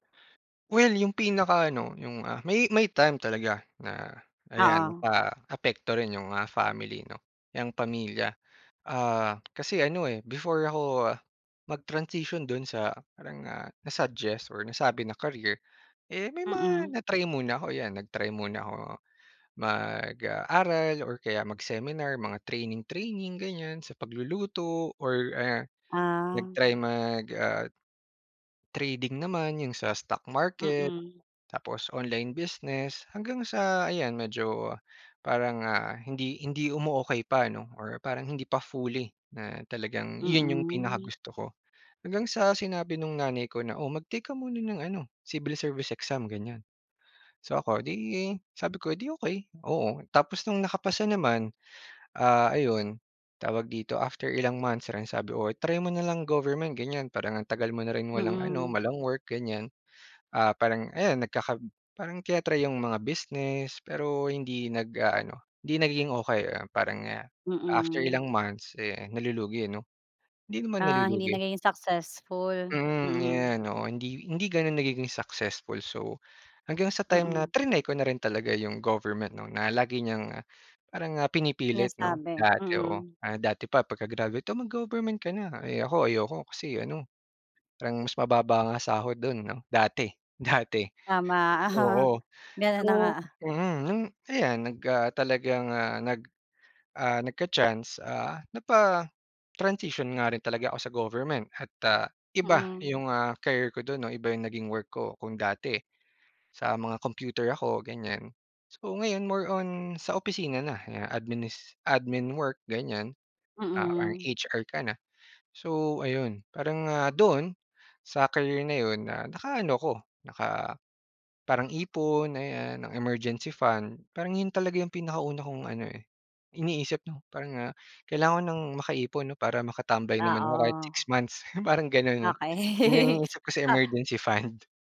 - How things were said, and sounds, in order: laugh; laughing while speaking: "dati"; chuckle; laughing while speaking: "fund"
- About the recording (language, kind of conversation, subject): Filipino, podcast, Paano mo napagsabay ang pamilya at paglipat ng karera?